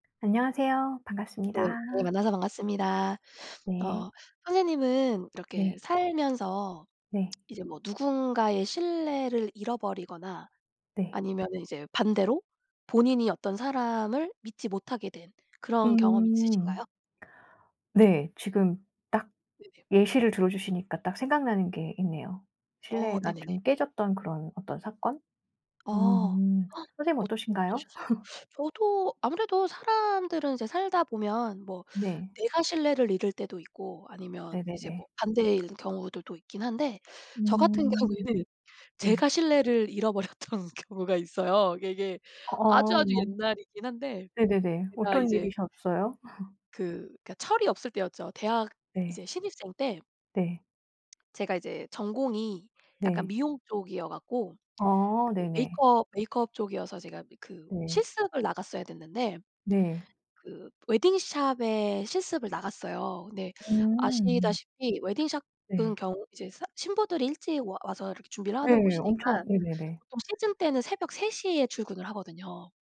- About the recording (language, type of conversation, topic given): Korean, unstructured, 다른 사람과 신뢰를 어떻게 쌓을 수 있을까요?
- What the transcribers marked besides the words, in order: other background noise; gasp; laugh; laughing while speaking: "잃어버렸던 경우가"